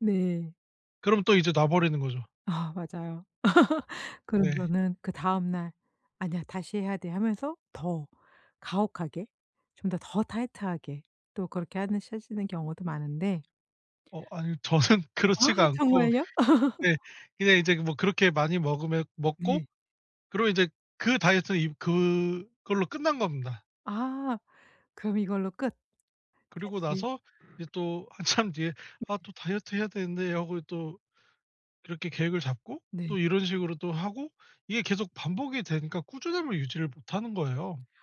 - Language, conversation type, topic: Korean, podcast, 요즘 꾸준함을 유지하는 데 도움이 되는 팁이 있을까요?
- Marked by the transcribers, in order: laugh; laughing while speaking: "저는 그렇지가"; laugh; other background noise; laughing while speaking: "한참"